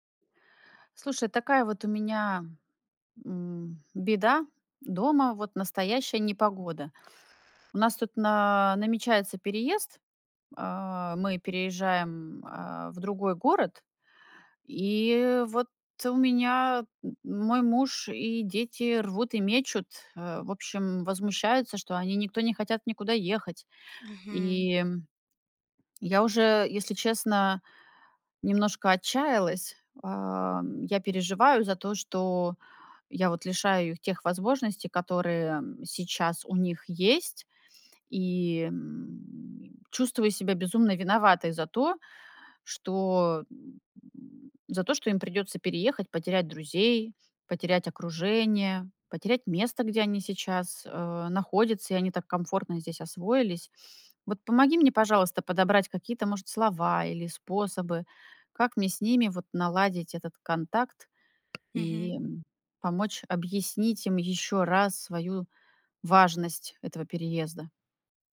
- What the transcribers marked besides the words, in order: tapping; grunt
- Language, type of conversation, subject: Russian, advice, Как разрешить разногласия о переезде или смене жилья?